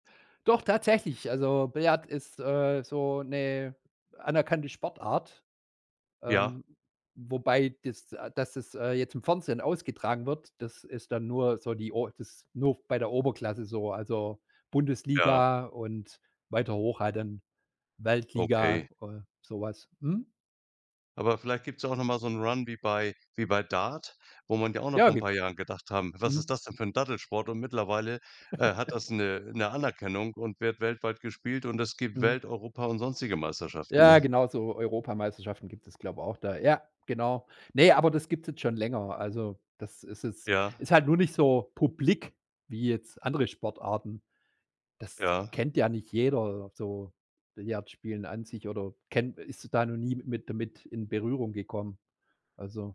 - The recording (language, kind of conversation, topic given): German, podcast, Was war dein schönstes Erlebnis bei deinem Hobby?
- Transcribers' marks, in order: giggle